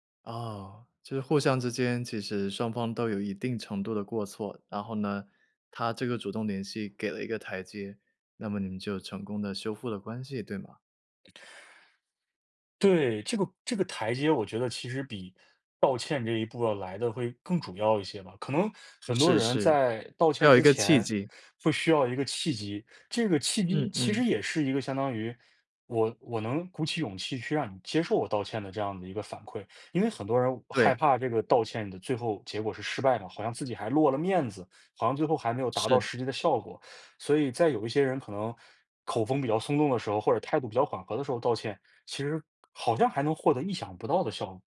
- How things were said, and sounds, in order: none
- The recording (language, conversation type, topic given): Chinese, podcast, 你如何通过真诚道歉来重建彼此的信任？